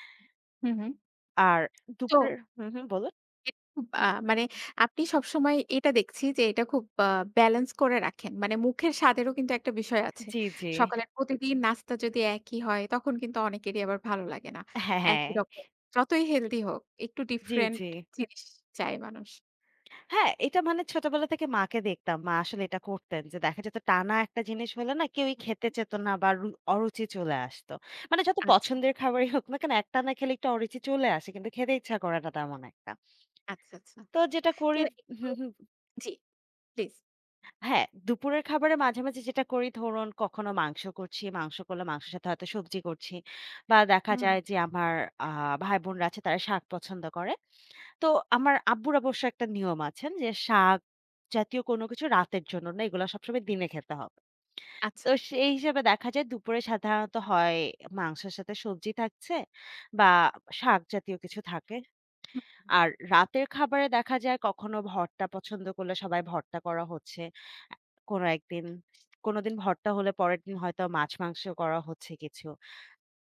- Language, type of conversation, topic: Bengali, podcast, সপ্তাহের মেনু তুমি কীভাবে ঠিক করো?
- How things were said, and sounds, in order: tapping; unintelligible speech; laughing while speaking: "খাবারই"; lip smack